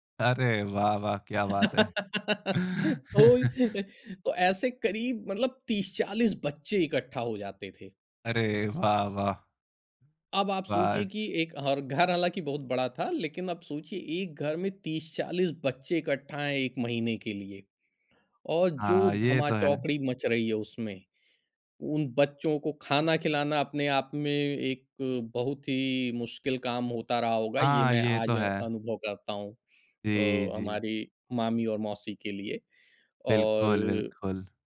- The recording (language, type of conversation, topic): Hindi, podcast, बचपन की वह कौन-सी याद है जो आज भी आपके दिल को छू जाती है?
- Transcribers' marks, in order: laugh; laughing while speaking: "तो तो ऐसे करीब"; chuckle